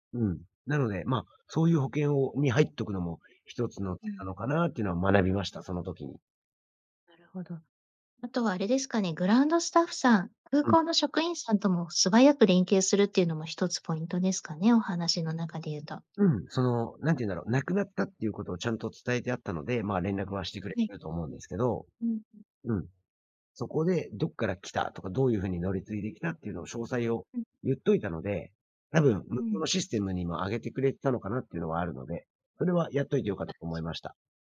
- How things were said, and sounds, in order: unintelligible speech
- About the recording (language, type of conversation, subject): Japanese, podcast, 荷物が届かなかったとき、どう対応しましたか？